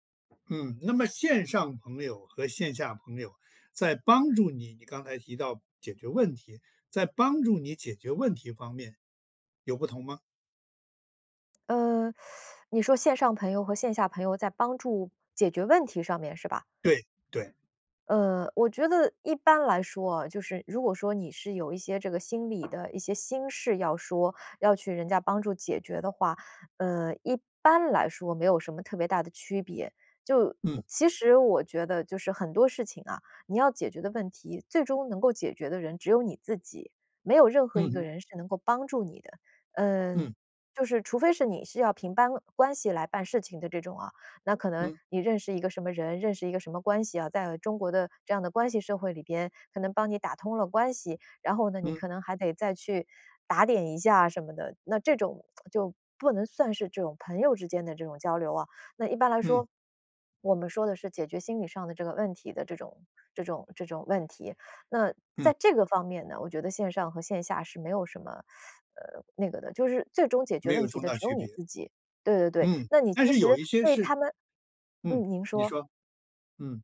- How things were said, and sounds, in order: other background noise; teeth sucking; tsk; teeth sucking
- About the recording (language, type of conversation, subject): Chinese, podcast, 你怎么看线上朋友和线下朋友的区别？